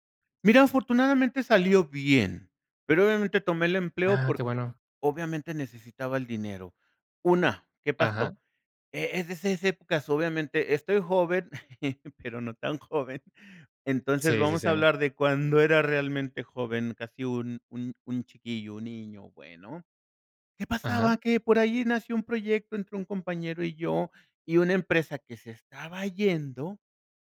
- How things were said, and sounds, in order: chuckle; laughing while speaking: "pero no tan joven"
- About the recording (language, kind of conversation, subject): Spanish, podcast, ¿Cómo decides entre la seguridad laboral y tu pasión profesional?